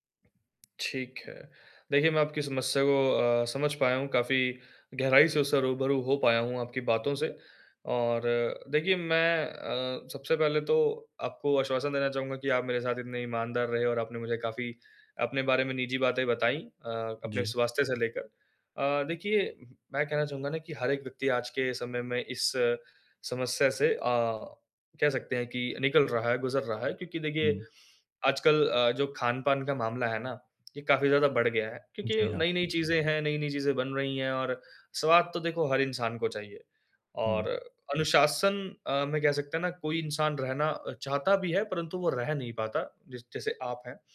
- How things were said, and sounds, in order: none
- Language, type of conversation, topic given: Hindi, advice, स्वास्थ्य और आनंद के बीच संतुलन कैसे बनाया जाए?